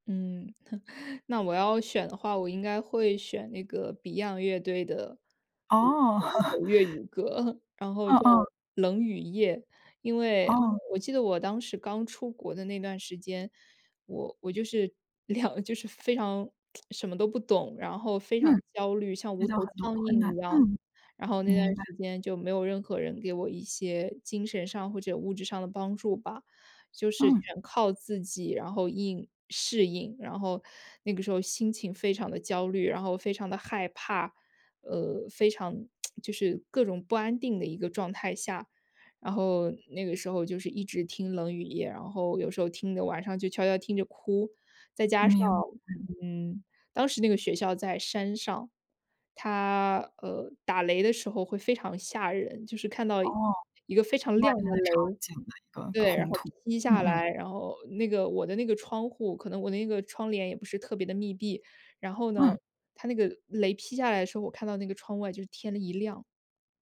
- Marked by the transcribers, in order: chuckle; laugh; laughing while speaking: "两"; lip smack; lip smack
- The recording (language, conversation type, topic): Chinese, podcast, 当你心情不好时，你一定会听哪一首歌？